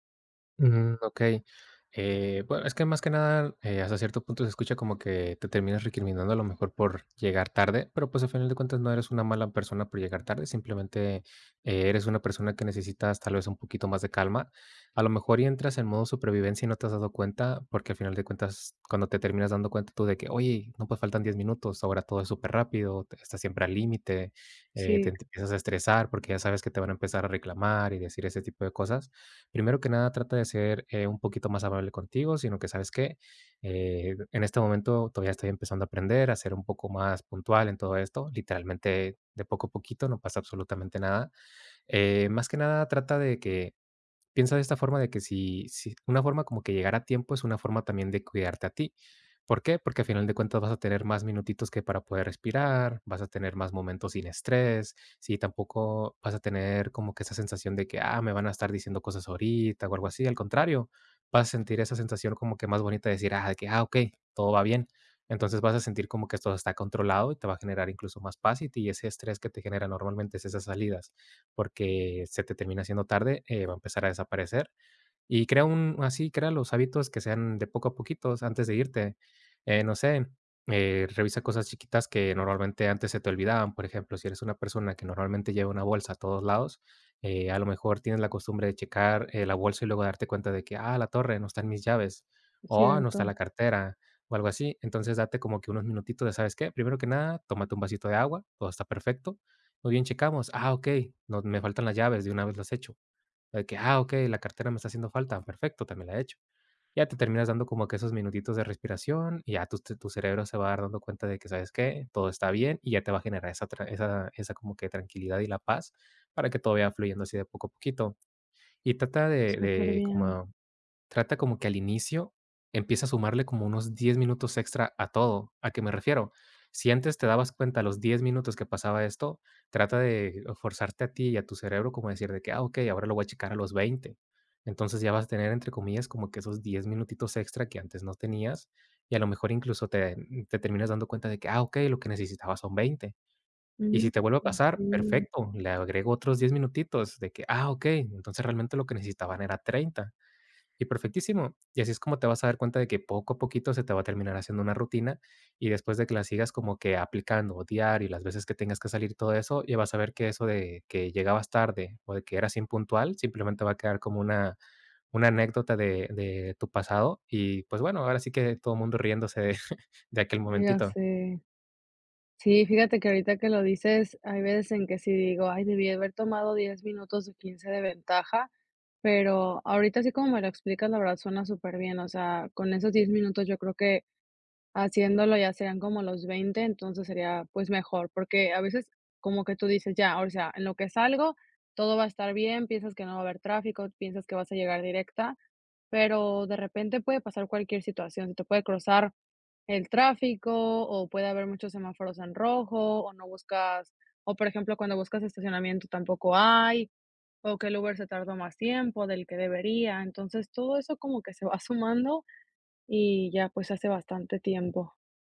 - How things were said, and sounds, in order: other noise; other background noise; laughing while speaking: "de"
- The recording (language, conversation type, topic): Spanish, advice, ¿Cómo puedo dejar de llegar tarde con frecuencia a mis compromisos?